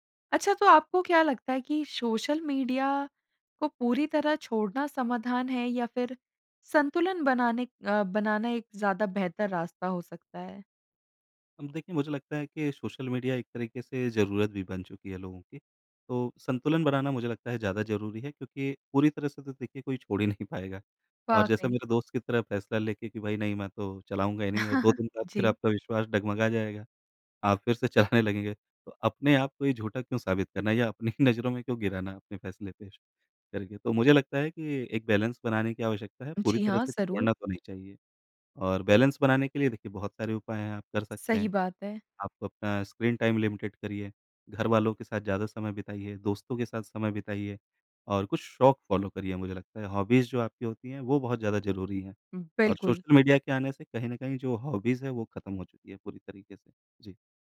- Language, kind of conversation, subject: Hindi, podcast, सोशल मीडिया की अनंत फीड से आप कैसे बचते हैं?
- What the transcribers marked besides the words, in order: chuckle; laughing while speaking: "चलाने"; laughing while speaking: "अपनी ही"; in English: "बैलेंस"; in English: "बैलेंस"; in English: "स्क्रीन टाइम लिमिटेड"; in English: "फॉलो"; in English: "हॉबीज़"; in English: "हॉबीज़"